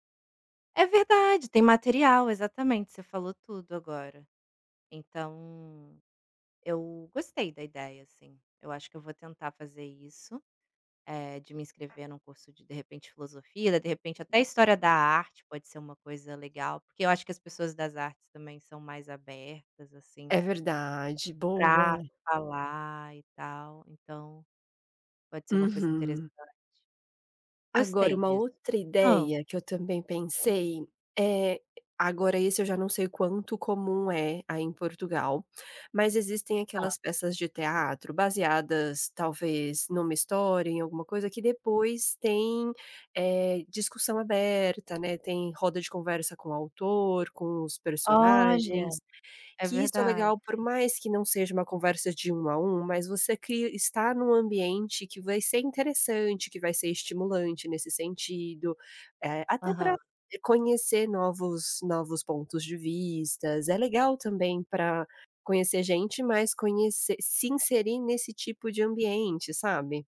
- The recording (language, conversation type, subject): Portuguese, advice, Como posso superar a dificuldade de fazer amigos e construir uma nova rede de relacionamentos?
- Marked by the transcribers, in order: tapping; other background noise